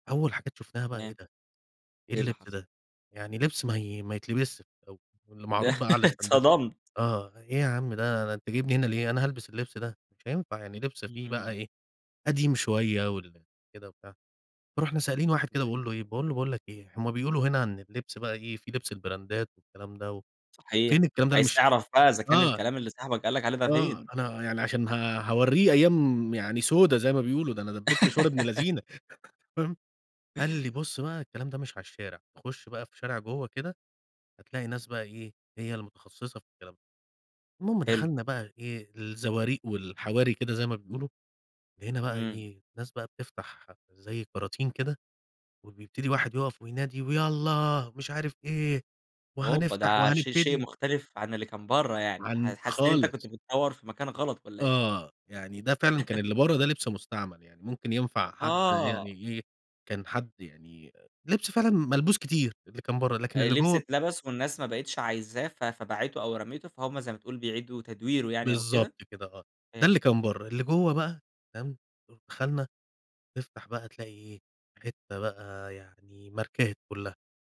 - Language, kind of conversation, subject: Arabic, podcast, إيه رأيك في شراء ولبس الهدوم المستعملة؟
- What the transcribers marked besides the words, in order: unintelligible speech; in English: "الاستندات"; laughing while speaking: "ده اتصدمت"; unintelligible speech; in English: "البرندات"; giggle; chuckle; put-on voice: "ويالّا مش عارف إيه وهنفتح وهنبتدي"; laugh